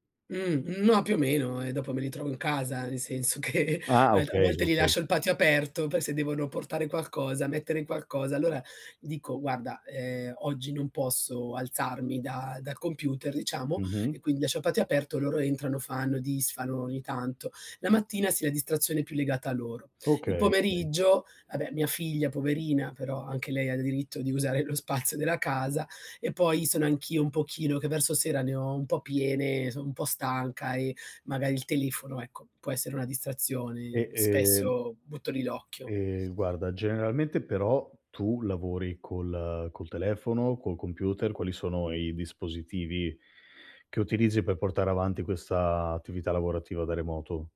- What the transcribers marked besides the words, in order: other background noise; tapping
- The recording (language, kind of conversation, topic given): Italian, advice, Come posso ridurre le distrazioni nel mio spazio di lavoro?